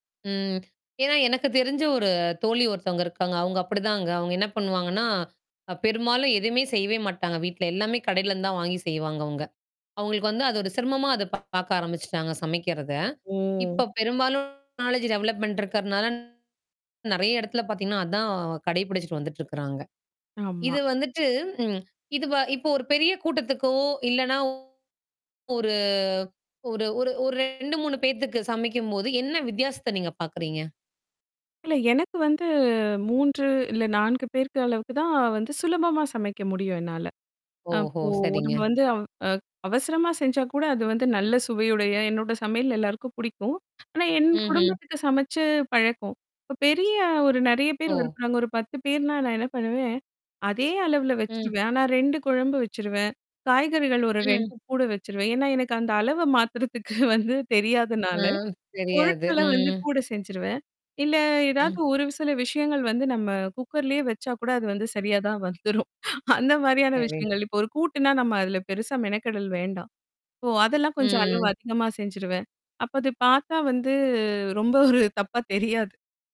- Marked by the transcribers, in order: other noise; tapping; static; drawn out: "ஓ!"; distorted speech; in English: "நாலெட்ஜ் டெவலப்மென்ட்"; drawn out: "ஒரு"; drawn out: "வந்து"; other background noise; laughing while speaking: "மாத்துறதுக்கு வந்து தெரியாதனால"; "சில" said as "விசில"; laughing while speaking: "வந்துரும். அந்த மாதிரியான விஷயங்கள்"; in English: "ஸோ"; mechanical hum; drawn out: "வந்து"; laughing while speaking: "ஒரு தப்பா தெரியாது"
- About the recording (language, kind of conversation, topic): Tamil, podcast, பண்டிகைக் காலத்தில் உங்கள் வீட்டில் உணவுக்காகப் பின்பற்றும் சிறப்பு நடைமுறைகள் என்னென்ன?